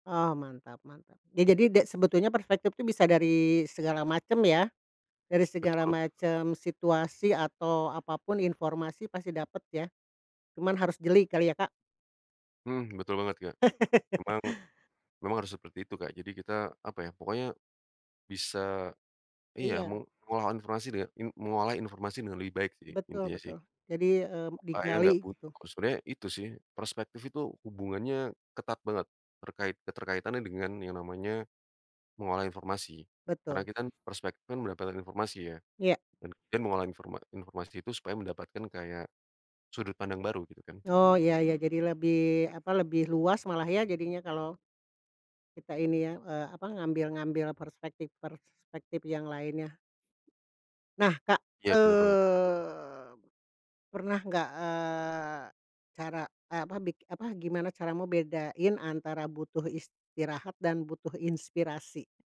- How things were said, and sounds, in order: laugh; other background noise; drawn out: "eee"; tapping
- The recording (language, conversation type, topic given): Indonesian, podcast, Bagaimana cara kamu menemukan perspektif baru saat merasa buntu?